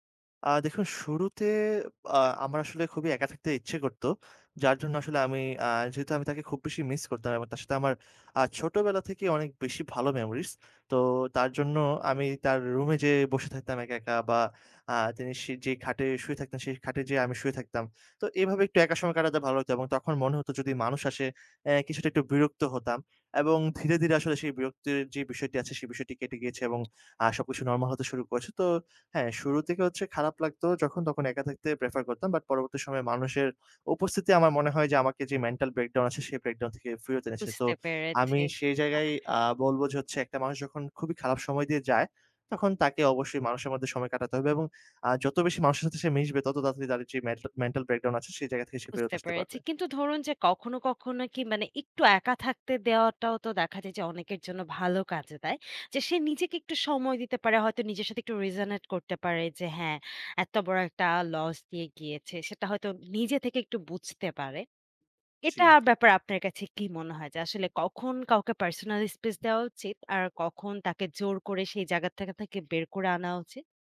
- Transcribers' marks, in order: tapping; in English: "mental breakdown"; in English: "breakdown"; in English: "mental breakdown"
- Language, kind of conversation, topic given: Bengali, podcast, বড় কোনো ক্ষতি বা গভীর যন্ত্রণার পর আপনি কীভাবে আবার আশা ফিরে পান?